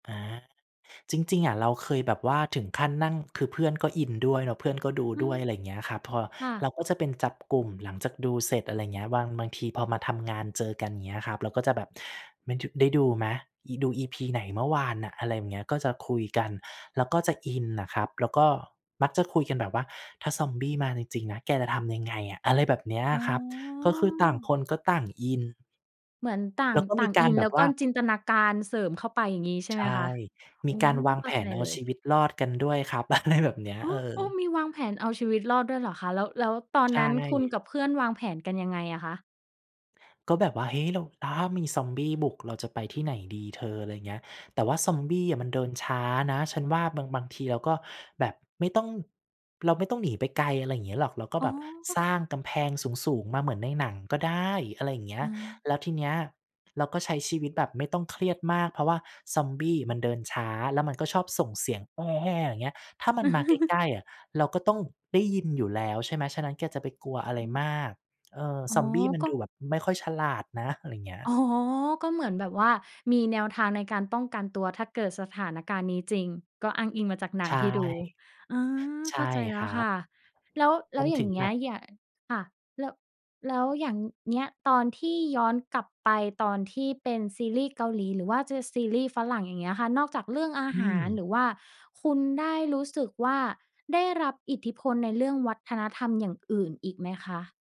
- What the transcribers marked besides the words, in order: in English: "EP"; drawn out: "อ๋อ"; laughing while speaking: "อะไร"; chuckle
- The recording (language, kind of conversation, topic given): Thai, podcast, คุณคิดว่าซีรีส์มีอิทธิพลต่อความคิดของผู้คนอย่างไร?